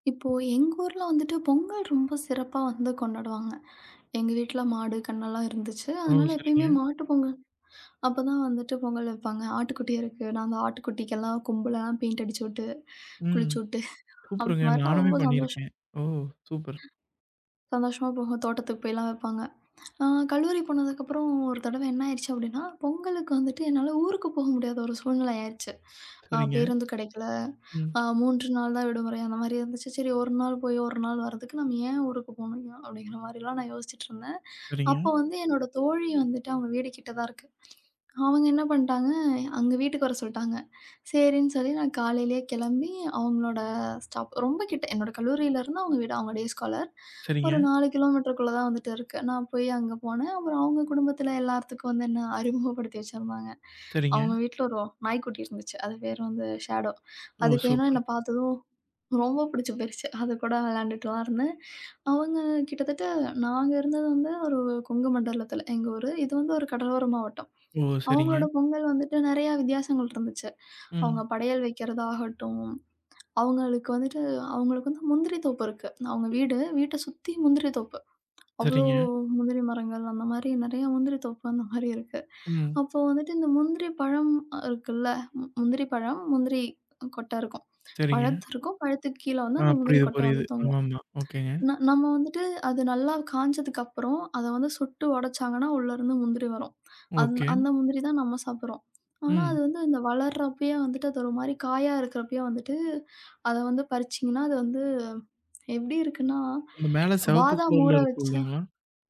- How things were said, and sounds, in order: other noise; in English: "பெயிண்ட்"; in English: "ஸ்டாப்"; in English: "டேஸ்காலர்"; in English: "ஸேடோ"; drawn out: "அவ்வளோ"
- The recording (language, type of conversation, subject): Tamil, podcast, நீங்கள் கலந்து கொண்ட ஒரு பண்டிகை அனுபவத்தைப் பற்றி சொல்ல முடியுமா?